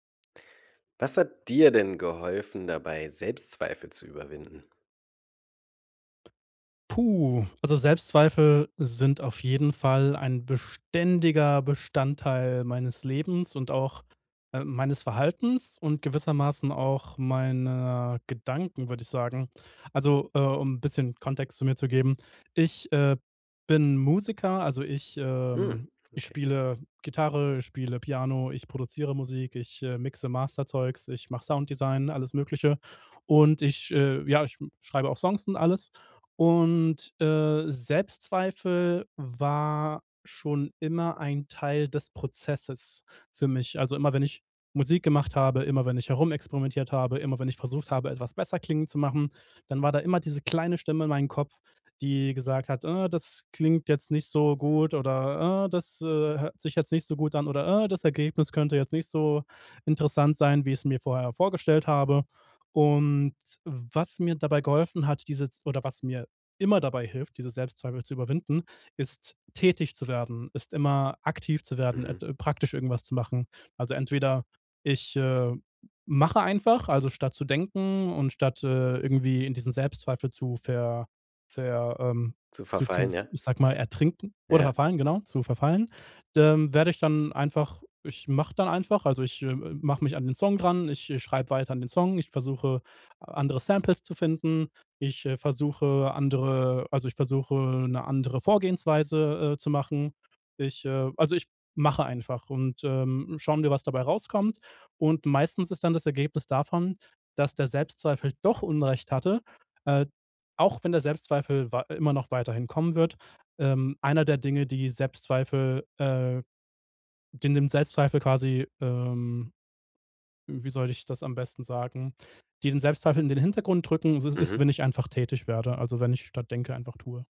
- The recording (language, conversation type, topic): German, podcast, Was hat dir geholfen, Selbstzweifel zu überwinden?
- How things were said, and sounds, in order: stressed: "dir"; other background noise; stressed: "beständiger"; drawn out: "meiner"; surprised: "Mhm"; put-on voice: "Ah"; put-on voice: "Ah"; put-on voice: "Ah"; drawn out: "Und"; stressed: "immer"; stressed: "tätig"; stressed: "doch"